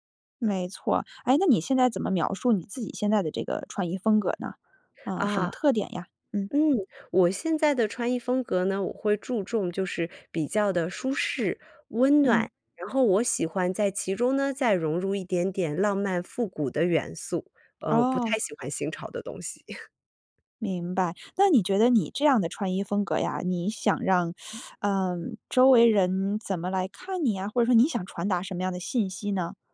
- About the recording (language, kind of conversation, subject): Chinese, podcast, 你觉得你的穿衣风格在传达什么信息？
- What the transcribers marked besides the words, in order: other background noise; chuckle; other noise; teeth sucking